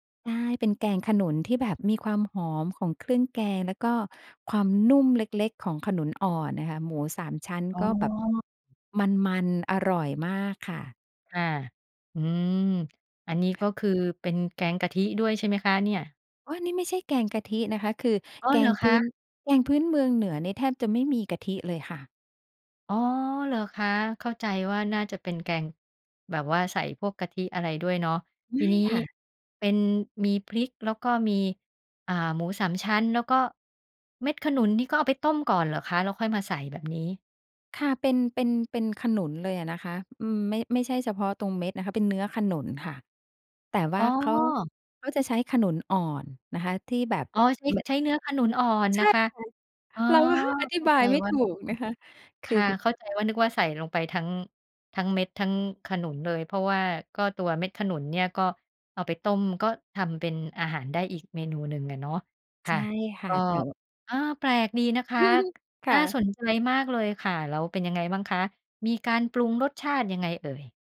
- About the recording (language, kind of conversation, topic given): Thai, podcast, อาหารจานไหนที่ทำให้คุณคิดถึงคนในครอบครัวมากที่สุด?
- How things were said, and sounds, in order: tapping; other background noise; background speech; chuckle